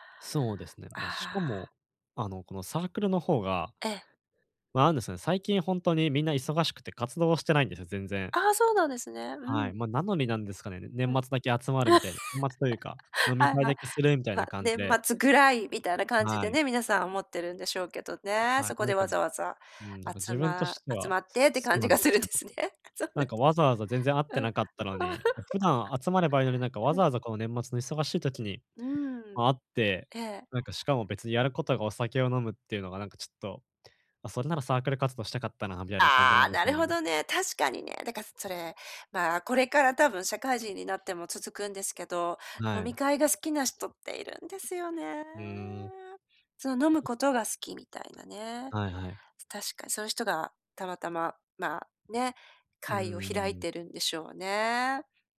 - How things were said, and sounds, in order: laugh; laughing while speaking: "感じがするんですね。そうなんですか"; laugh; unintelligible speech
- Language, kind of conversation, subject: Japanese, advice, パーティーで気まずさを感じたとき、どう乗り越えればいいですか？